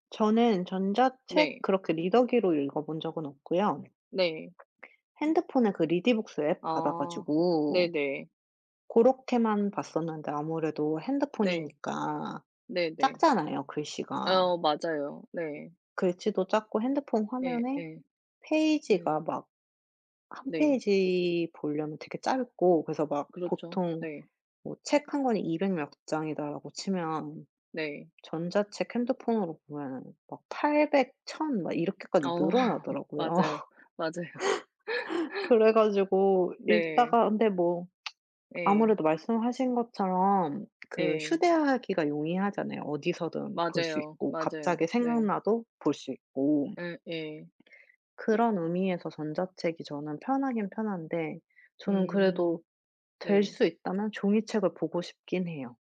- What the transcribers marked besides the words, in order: other background noise; tapping; laughing while speaking: "어"; laugh; laughing while speaking: "맞아요"; laugh; tsk
- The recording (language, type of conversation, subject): Korean, unstructured, 종이책과 전자책 중 어느 쪽이 더 좋다고 생각하시나요?
- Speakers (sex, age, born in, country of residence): female, 35-39, South Korea, South Korea; female, 35-39, United States, United States